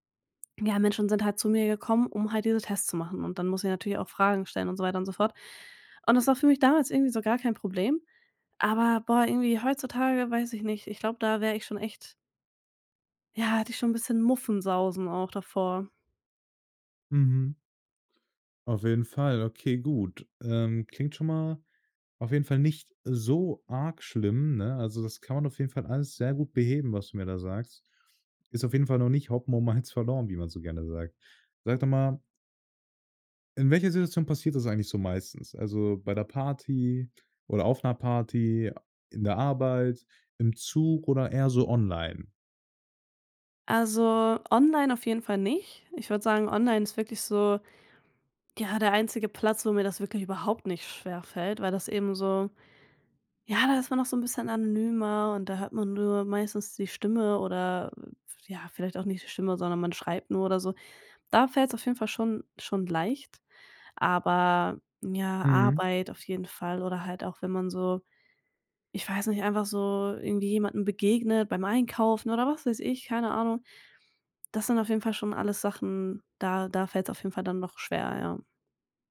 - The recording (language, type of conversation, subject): German, advice, Wie kann ich Small Talk überwinden und ein echtes Gespräch beginnen?
- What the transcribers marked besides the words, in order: "Hopfen" said as "Hoppen"; laughing while speaking: "Malz"